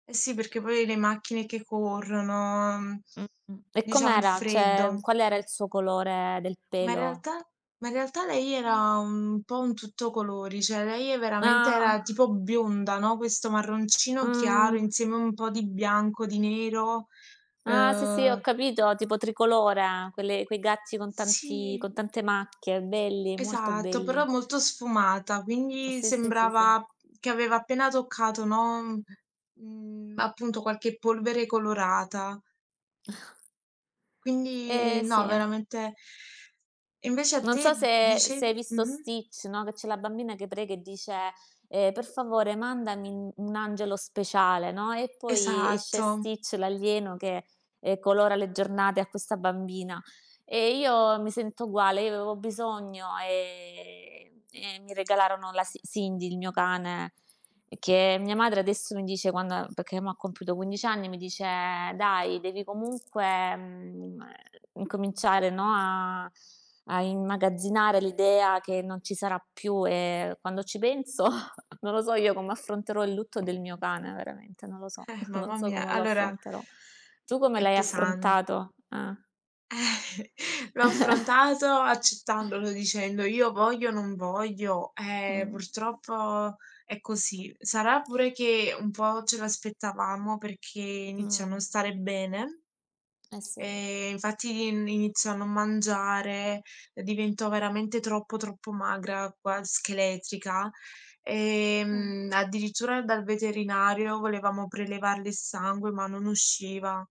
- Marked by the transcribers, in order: other background noise; "Cioè" said as "ceh"; tapping; chuckle; laughing while speaking: "penso"; chuckle; chuckle; chuckle
- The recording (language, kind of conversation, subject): Italian, unstructured, Qual è il ricordo più bello che hai con un animale?